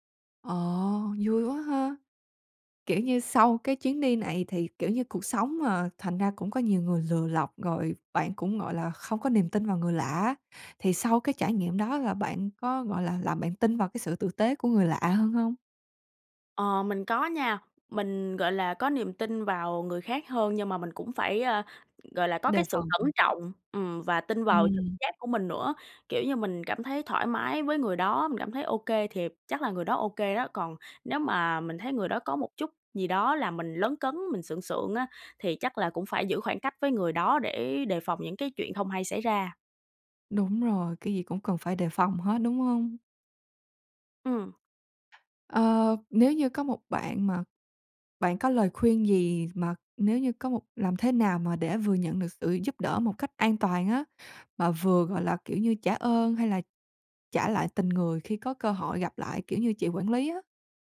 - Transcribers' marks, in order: tapping; other noise; other background noise
- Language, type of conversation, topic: Vietnamese, podcast, Bạn từng được người lạ giúp đỡ như thế nào trong một chuyến đi?